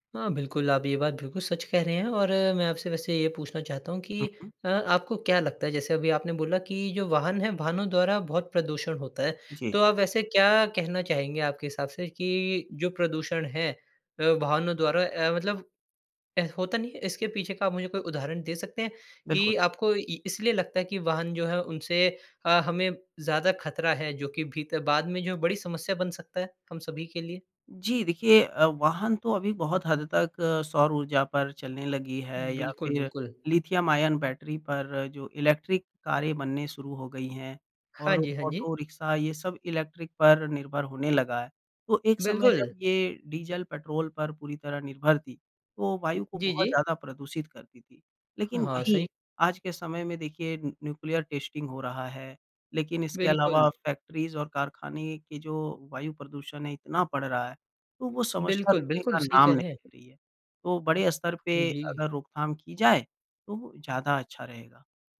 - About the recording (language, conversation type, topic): Hindi, podcast, पर्यावरण बचाने के लिए आप कौन-से छोटे कदम सुझाएंगे?
- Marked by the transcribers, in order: in English: "इलेक्ट्रिक"; in English: "इलेक्ट्रिक"; in English: "न न्यूक्लियर टेस्टिंग"; in English: "फैक्ट्रीज़"; tapping